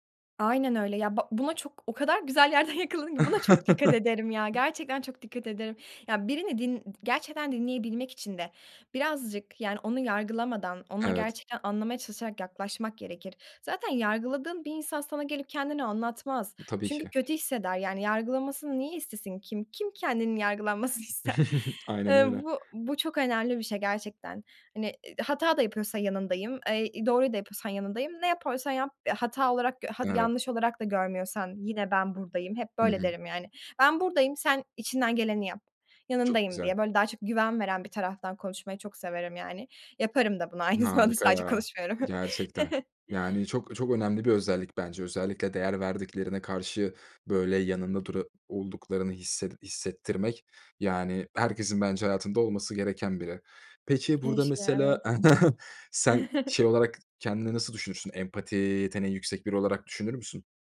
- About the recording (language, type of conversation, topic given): Turkish, podcast, Destek verirken tükenmemek için ne yaparsın?
- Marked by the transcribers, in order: chuckle; laughing while speaking: "ister?"; chuckle; laughing while speaking: "aynı zamanda sadece konuşmuyorum"; tapping; chuckle; chuckle; chuckle; other background noise